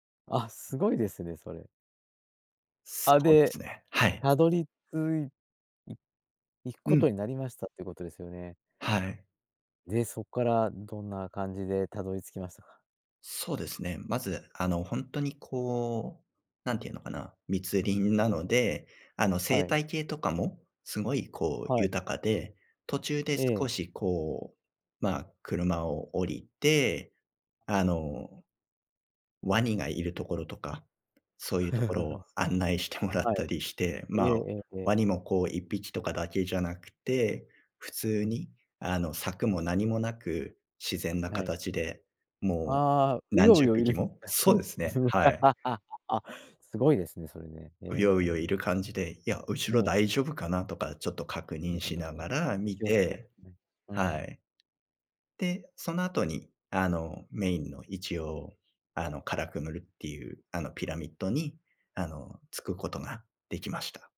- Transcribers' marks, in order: chuckle; unintelligible speech; laugh; unintelligible speech; tapping
- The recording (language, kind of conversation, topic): Japanese, podcast, 旅先での偶然の発見で、今でも覚えていることはありますか？
- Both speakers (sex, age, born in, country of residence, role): male, 35-39, Japan, Japan, guest; male, 60-64, Japan, Japan, host